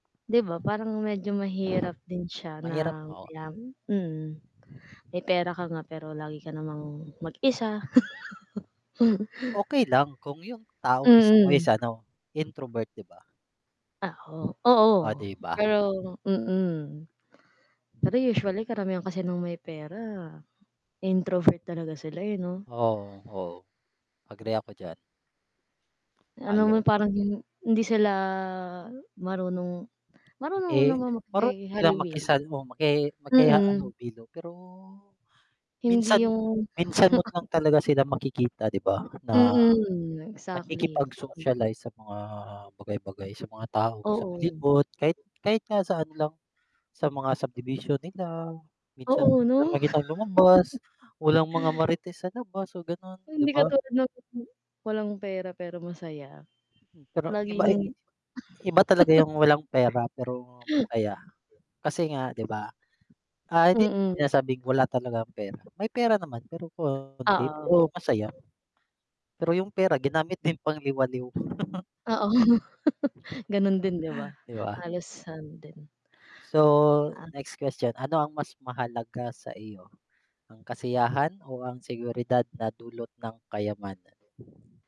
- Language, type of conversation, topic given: Filipino, unstructured, Mas pipiliin mo bang maging masaya pero walang pera, o maging mayaman pero laging malungkot?
- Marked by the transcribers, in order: static; tapping; other background noise; chuckle; distorted speech; "makihalubilo" said as "makihaluwil"; other noise; chuckle; chuckle; chuckle; wind